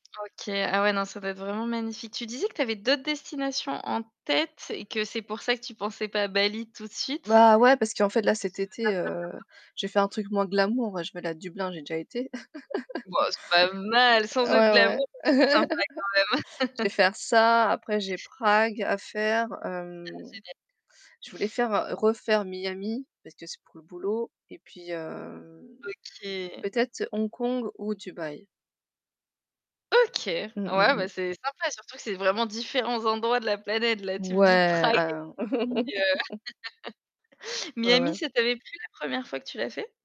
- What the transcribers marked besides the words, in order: other background noise; distorted speech; chuckle; laugh; mechanical hum; laugh; unintelligible speech; laugh
- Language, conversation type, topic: French, unstructured, As-tu une destination de rêve que tu aimerais visiter un jour ?